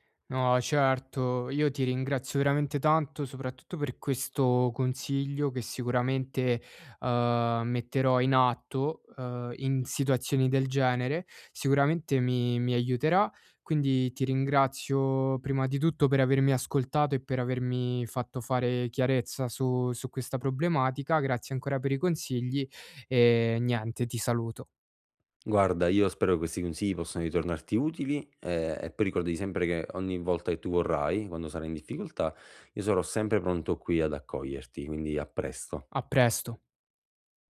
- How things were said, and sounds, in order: tapping; other background noise
- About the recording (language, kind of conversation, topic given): Italian, advice, Come posso adattarmi quando un cambiamento improvviso mi fa sentire fuori controllo?